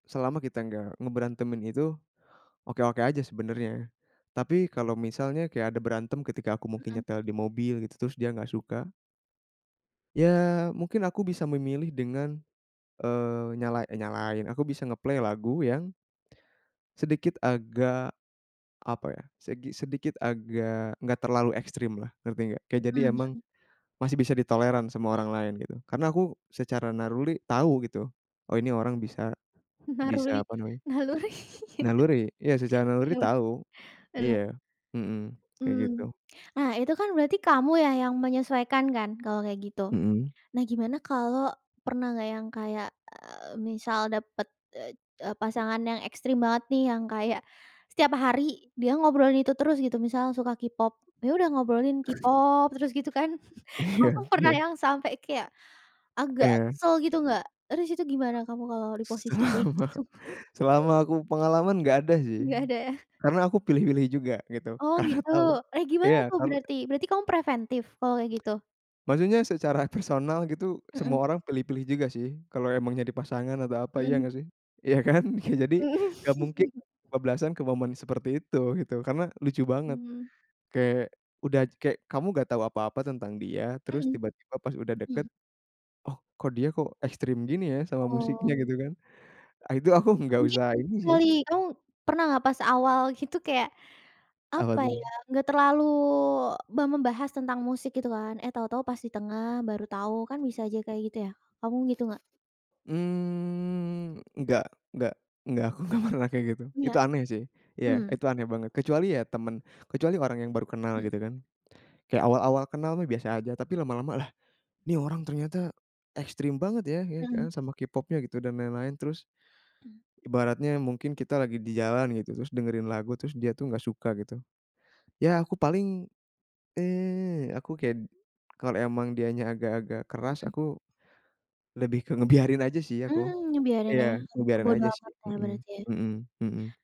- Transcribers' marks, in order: in English: "nge-play"; laughing while speaking: "Naruli, Naluri"; laugh; other background noise; laugh; laughing while speaking: "Iya iya"; laugh; laughing while speaking: "Kamu pernah yang"; laughing while speaking: "Selama"; laugh; laughing while speaking: "Nggak ada ya?"; laughing while speaking: "karena tahu"; tsk; laughing while speaking: "secara personal"; laughing while speaking: "Ya kan?"; laugh; drawn out: "Mmm"; laughing while speaking: "aku enggak pernah kayak gitu"; throat clearing; laughing while speaking: "ngebiarin"
- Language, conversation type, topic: Indonesian, podcast, Bagaimana kamu menjelaskan selera musikmu kepada orang yang seleranya berbeda?